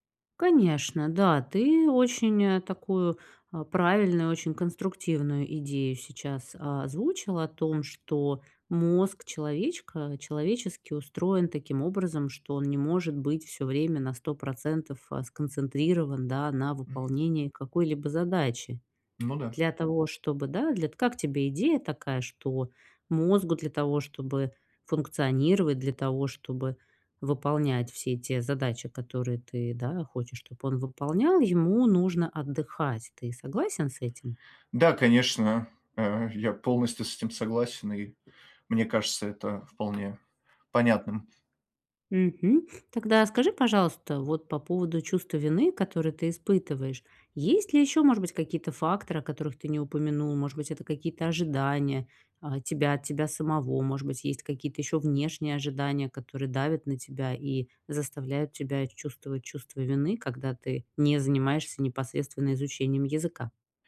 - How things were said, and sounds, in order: tapping
- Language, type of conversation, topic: Russian, advice, Как перестать корить себя за отдых и перерывы?